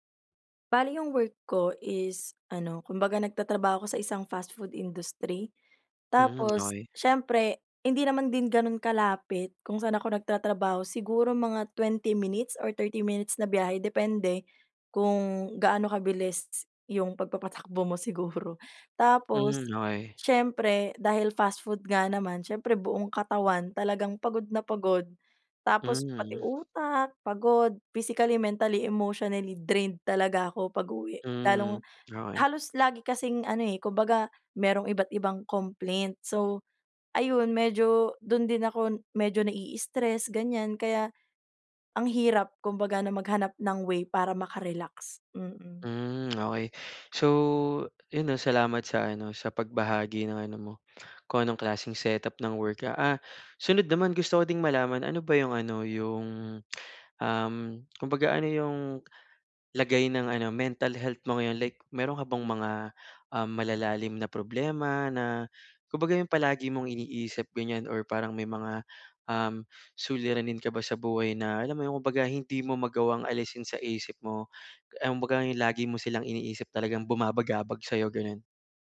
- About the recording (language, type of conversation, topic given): Filipino, advice, Paano ako makakapagpahinga at makarelaks kung madalas akong naaabala ng ingay o mga alalahanin?
- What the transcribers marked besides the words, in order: tapping; laughing while speaking: "mo siguro"